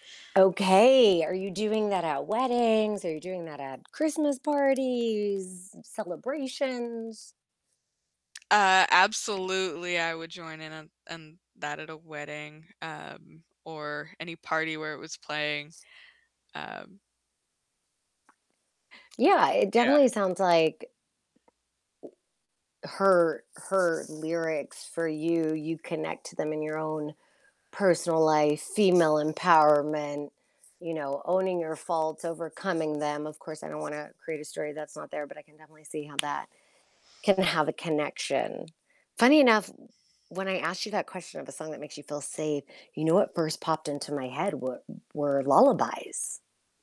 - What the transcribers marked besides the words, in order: distorted speech; tapping; other background noise; static
- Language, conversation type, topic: English, unstructured, How do you decide which songs are worth singing along to in a group and which are better kept quiet?
- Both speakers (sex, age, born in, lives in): female, 30-34, United States, United States; female, 40-44, United States, United States